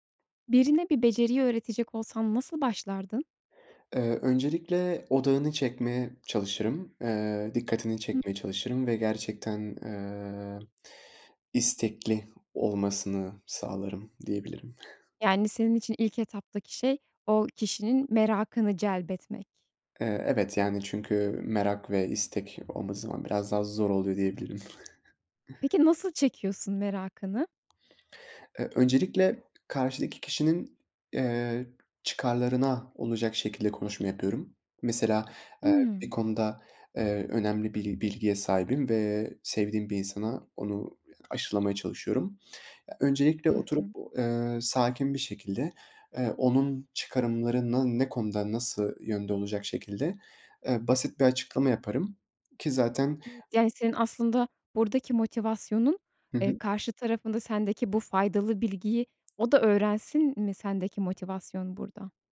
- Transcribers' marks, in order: other noise; drawn out: "eee"; chuckle; scoff
- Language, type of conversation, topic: Turkish, podcast, Birine bir beceriyi öğretecek olsan nasıl başlardın?